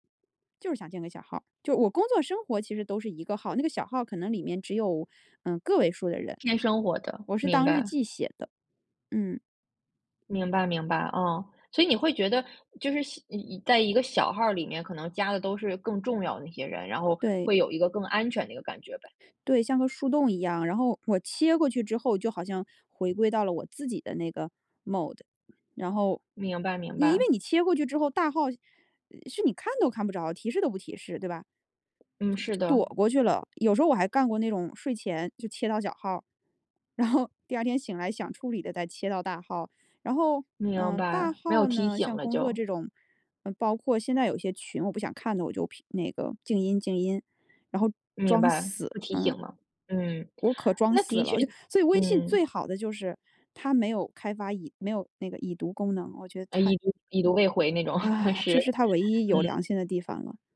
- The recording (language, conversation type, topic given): Chinese, podcast, 信息过多会让你焦虑吗？你怎么缓解？
- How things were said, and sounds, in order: in English: "Mode"; laughing while speaking: "然后"; chuckle